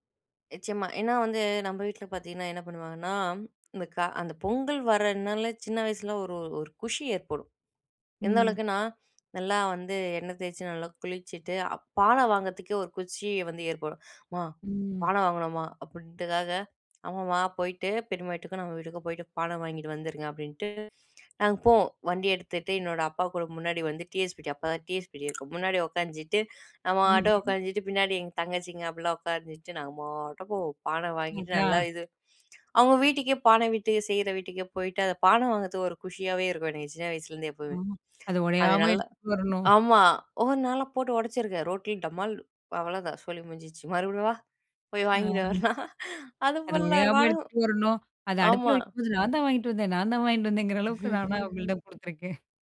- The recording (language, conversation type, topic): Tamil, podcast, பண்டிகைகள் அன்பை வெளிப்படுத்த உதவுகிறதா?
- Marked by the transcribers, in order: tapping; laugh; laugh